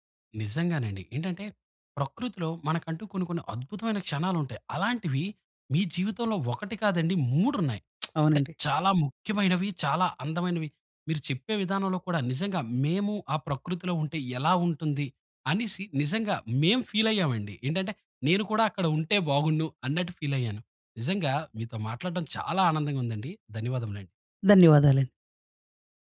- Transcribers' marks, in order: lip smack; in English: "ఫీల్"; in English: "ఫీల్"
- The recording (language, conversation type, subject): Telugu, podcast, ప్రకృతిలో మీరు అనుభవించిన అద్భుతమైన క్షణం ఏమిటి?